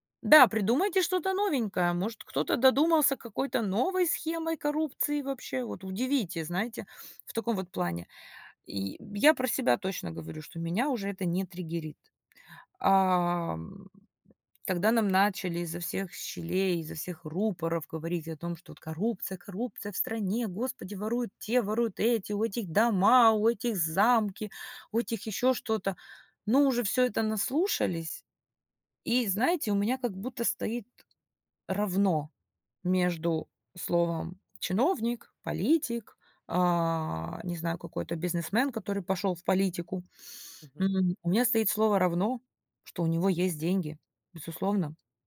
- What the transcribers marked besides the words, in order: other background noise; sniff; tapping
- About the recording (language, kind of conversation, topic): Russian, unstructured, Как вы думаете, почему коррупция так часто обсуждается в СМИ?